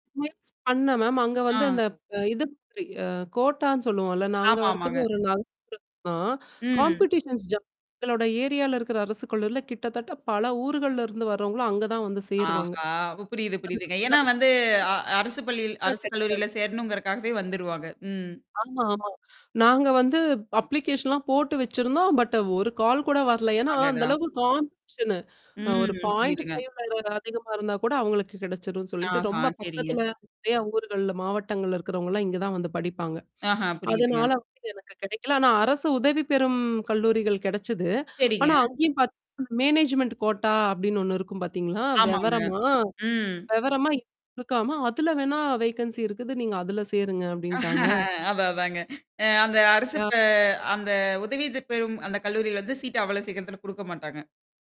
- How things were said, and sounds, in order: distorted speech; other noise; other background noise; static; unintelligible speech; in English: "காம்பிடிஷன்ஸ்"; unintelligible speech; in English: "அப்ளிகேஷன்லாம்"; in English: "காம்படீஷனு"; in English: "பாயிண்ட் ஃபை"; in English: "மேனேஜ்மென்ட் கோட்டா"; in English: "வேக்கன்சி"; laughing while speaking: "அதான், அதான்ங்க"
- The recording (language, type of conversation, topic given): Tamil, podcast, பழைய இலக்குகளை விடுவது எப்போது சரி என்று நீங்கள் எப்படி தீர்மானிப்பீர்கள்?